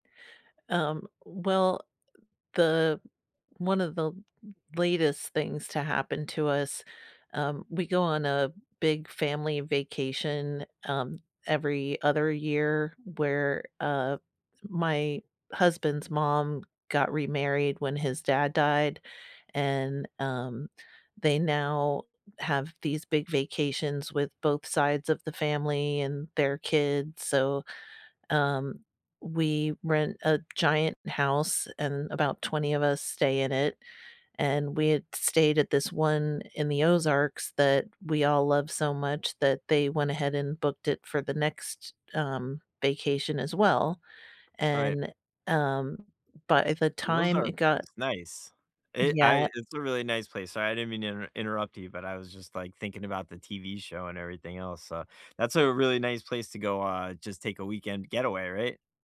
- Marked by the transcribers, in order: tapping
- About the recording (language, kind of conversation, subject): English, unstructured, When a trip went sideways, how did you turn it into a favorite story to share?
- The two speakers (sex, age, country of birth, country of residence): female, 45-49, United States, United States; male, 45-49, United States, United States